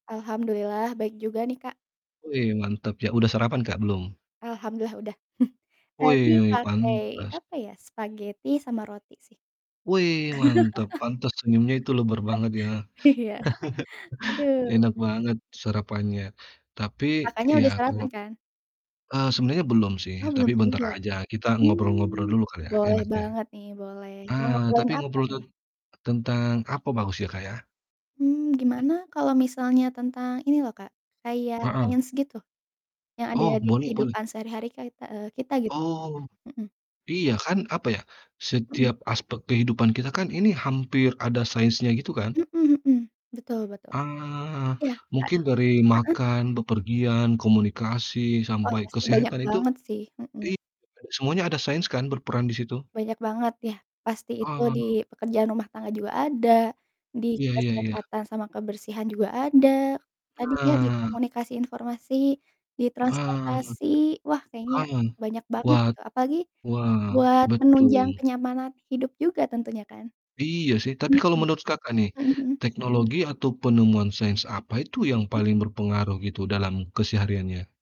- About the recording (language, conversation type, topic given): Indonesian, unstructured, Bagaimana sains membantu kehidupan sehari-hari kita?
- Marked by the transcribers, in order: other background noise; chuckle; distorted speech; laugh; laughing while speaking: "Iya"; chuckle